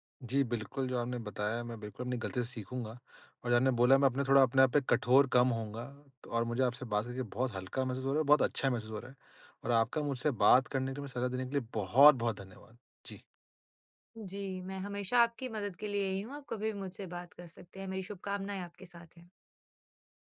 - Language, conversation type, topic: Hindi, advice, गलती के बाद बिना टूटे फिर से संतुलन कैसे बनाऊँ?
- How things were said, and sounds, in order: none